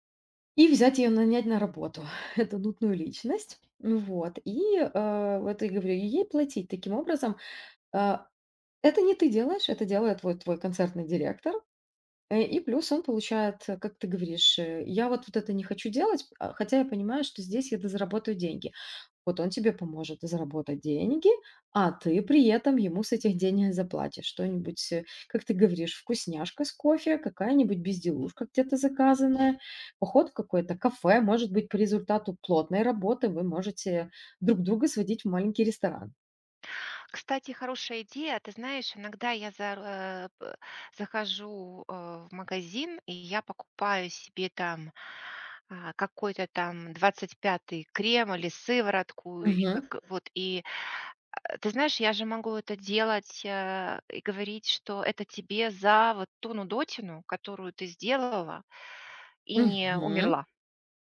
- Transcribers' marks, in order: other background noise
- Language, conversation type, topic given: Russian, advice, Как справиться с постоянной прокрастинацией, из-за которой вы не успеваете вовремя завершать важные дела?